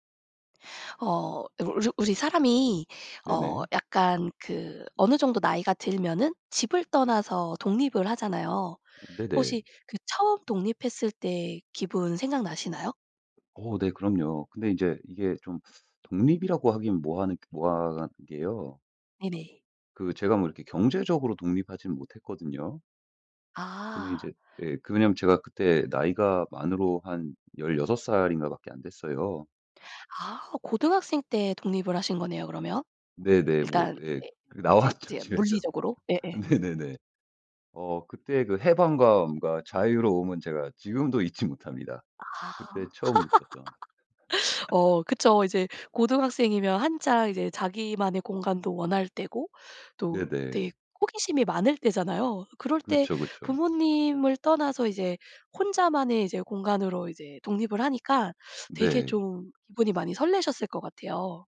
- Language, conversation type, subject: Korean, podcast, 집을 떠나 독립했을 때 기분은 어땠어?
- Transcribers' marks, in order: tapping; laughing while speaking: "나왔죠 집에서"; laugh; laugh